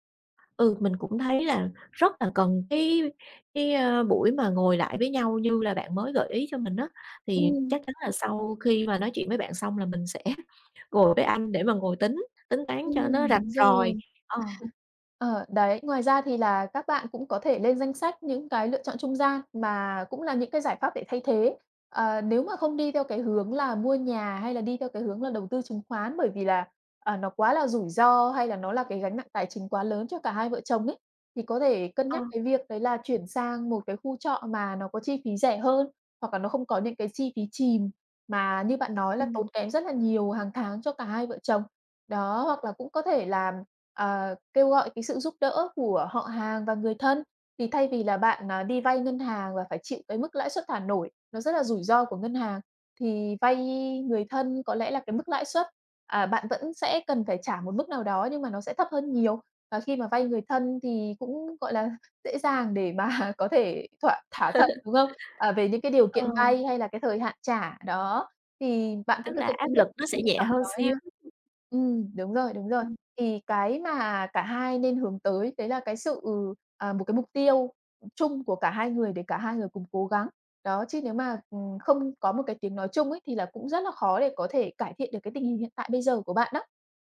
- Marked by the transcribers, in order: tapping; other background noise; laughing while speaking: "sẽ"; chuckle; laughing while speaking: "mà"; laugh
- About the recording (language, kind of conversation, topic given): Vietnamese, advice, Nên mua nhà hay tiếp tục thuê nhà?